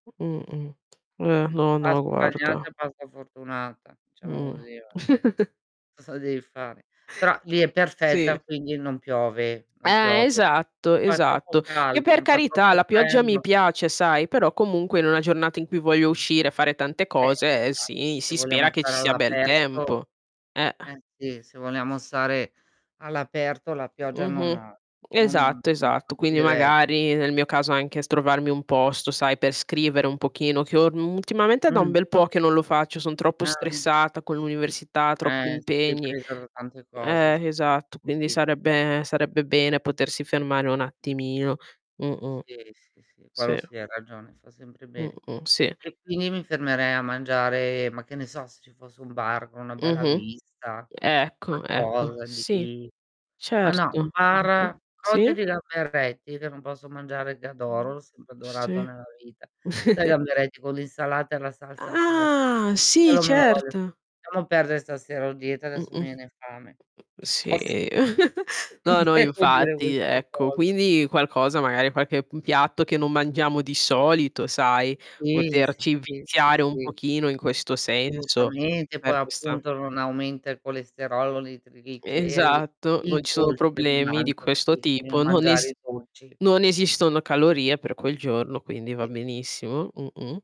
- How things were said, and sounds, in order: tapping; chuckle; distorted speech; other background noise; unintelligible speech; static; chuckle; drawn out: "Ah"; chuckle; laughing while speaking: "ceh poss"; "Cioè" said as "ceh"; laughing while speaking: "Non devo"; unintelligible speech
- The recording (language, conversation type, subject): Italian, unstructured, Preferiresti avere una giornata perfetta ogni mese o una settimana perfetta ogni anno?